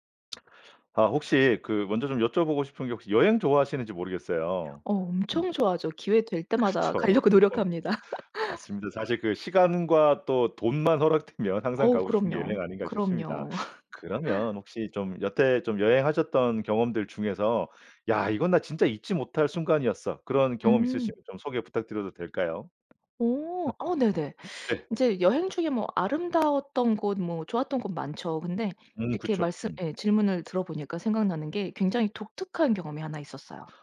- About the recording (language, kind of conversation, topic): Korean, podcast, 잊지 못할 여행 경험이 하나 있다면 소개해주실 수 있나요?
- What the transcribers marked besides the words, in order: tapping; other background noise; laugh; laughing while speaking: "허락되면"; laugh; laugh